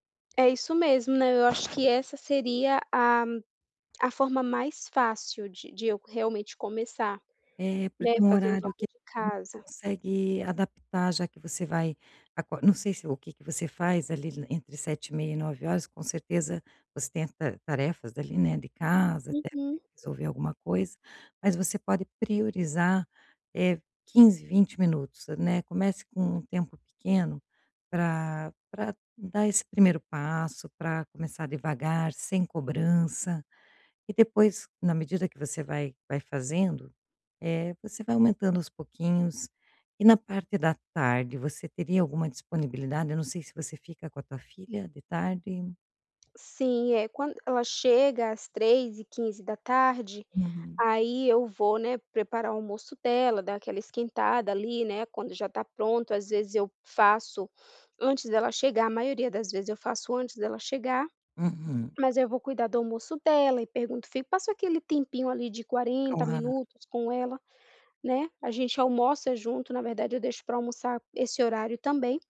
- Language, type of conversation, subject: Portuguese, advice, Por que eu sempre adio começar a praticar atividade física?
- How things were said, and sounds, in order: tapping; other background noise; unintelligible speech; unintelligible speech